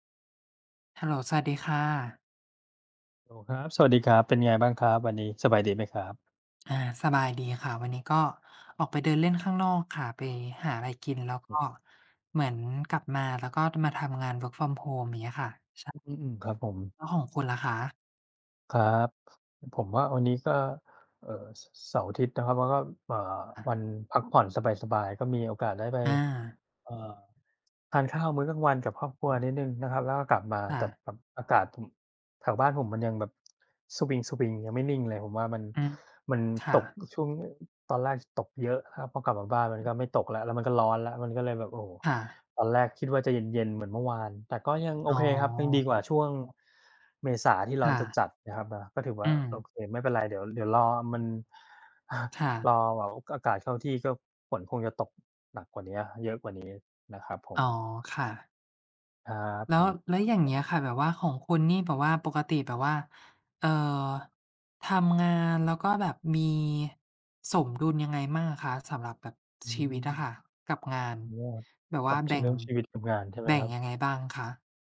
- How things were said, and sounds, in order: tapping; in English: "Work from Home"; other background noise; chuckle; "แบบว่า" said as "หวาว"
- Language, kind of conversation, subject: Thai, unstructured, คุณคิดว่าสมดุลระหว่างงานกับชีวิตส่วนตัวสำคัญแค่ไหน?